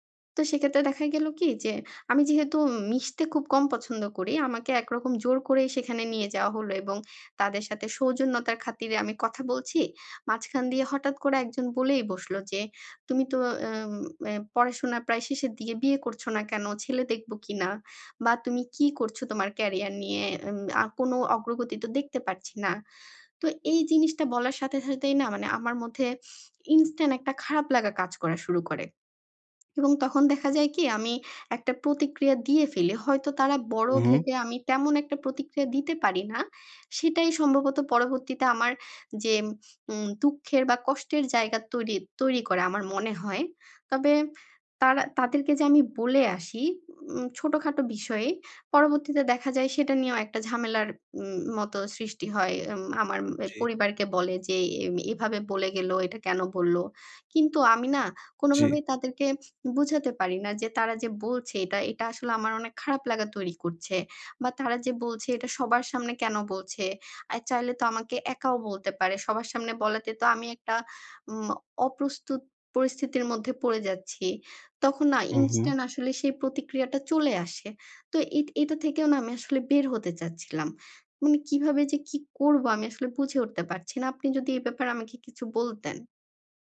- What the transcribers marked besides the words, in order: tapping
- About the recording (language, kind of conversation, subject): Bengali, advice, আমি কীভাবে প্রতিরোধ কমিয়ে ফিডব্যাক বেশি গ্রহণ করতে পারি?